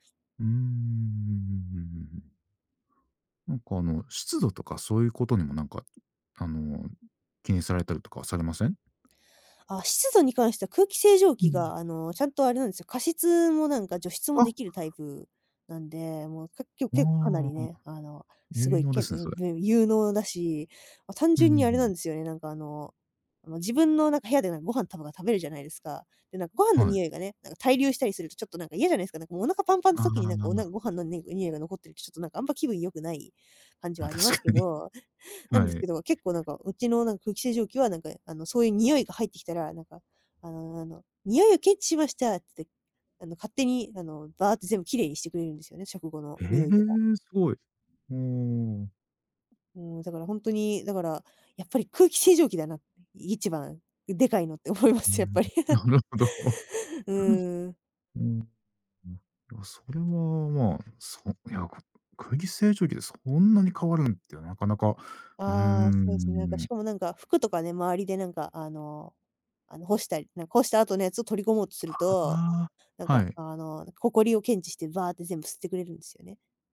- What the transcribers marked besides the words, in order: drawn out: "うーん"; other background noise; laughing while speaking: "ま、確かに"; chuckle; other noise; laughing while speaking: "思います、やっぱり"; chuckle; laughing while speaking: "なるほど"; chuckle; unintelligible speech
- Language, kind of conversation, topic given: Japanese, podcast, 自分の部屋を落ち着ける空間にするために、どんな工夫をしていますか？
- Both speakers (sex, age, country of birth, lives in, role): female, 20-24, Japan, Japan, guest; male, 40-44, Japan, Japan, host